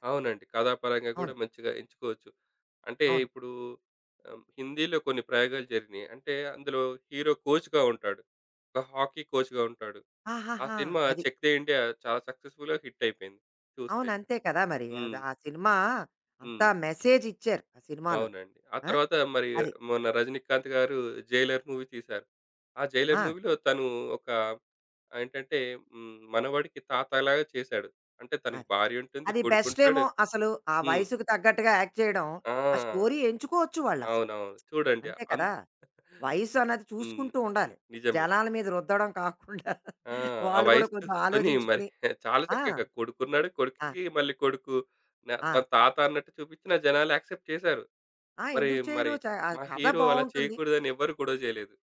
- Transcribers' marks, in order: in English: "హీరో కోచ్‌గా"; in English: "కోచ్‌గా"; in English: "సక్సస్‌ఫుల్‌గా హిట్"; in English: "మూవీ"; in English: "మూవీలో"; in English: "యాక్ట్"; in English: "స్టోరీ"; lip smack; giggle; chuckle; in English: "యాక్సెప్ట్"; in English: "హీరో"
- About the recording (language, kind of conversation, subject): Telugu, podcast, సినిమాలు చూడాలన్న మీ ఆసక్తి కాలక్రమంలో ఎలా మారింది?